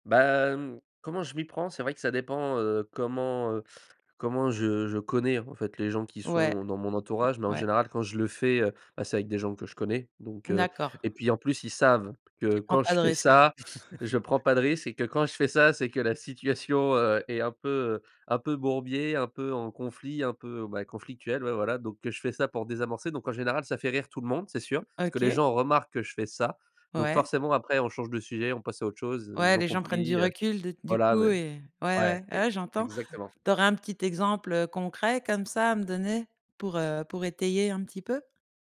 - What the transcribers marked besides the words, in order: chuckle
- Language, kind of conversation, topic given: French, podcast, Comment utilises-tu l’humour pour détendre une discussion ?